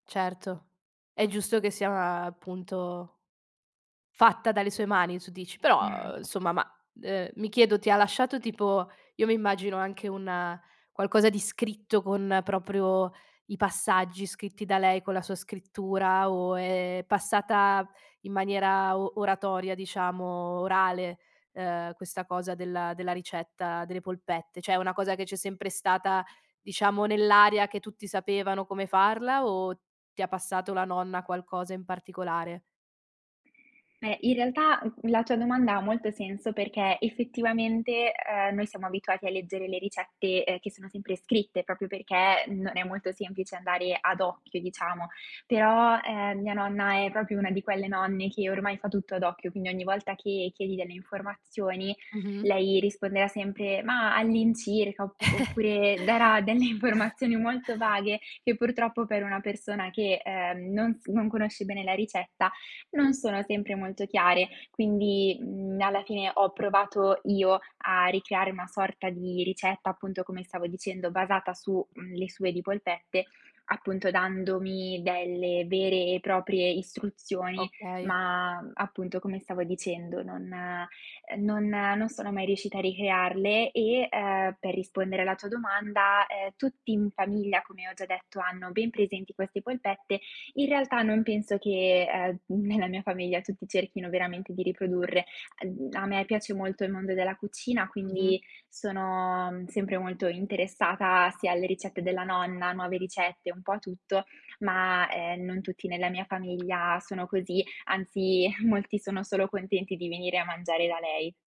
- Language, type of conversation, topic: Italian, podcast, Come gestisci le ricette tramandate di generazione in generazione?
- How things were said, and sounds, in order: sigh; "Cioè" said as "ceh"; chuckle; laughing while speaking: "darà delle informazioni"; chuckle